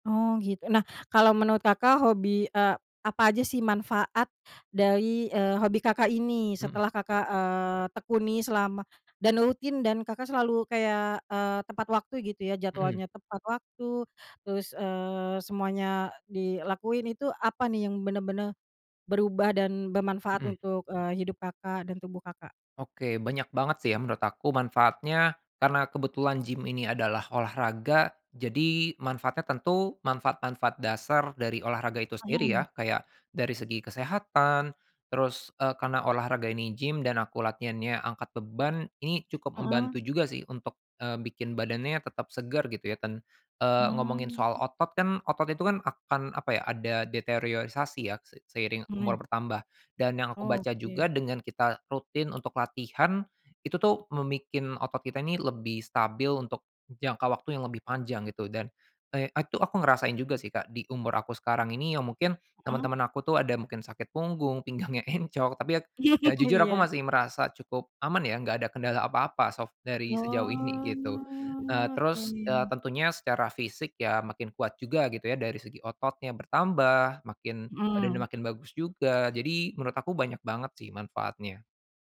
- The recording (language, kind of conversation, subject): Indonesian, podcast, Bagaimana Anda mengatur waktu antara pekerjaan dan hobi agar sama-sama bermanfaat?
- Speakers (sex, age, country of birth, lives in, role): female, 30-34, Indonesia, Indonesia, host; male, 25-29, Indonesia, Indonesia, guest
- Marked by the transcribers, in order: "deteriorasi" said as "deteriosasi"; laughing while speaking: "pinggangnya"; laugh; drawn out: "Oh"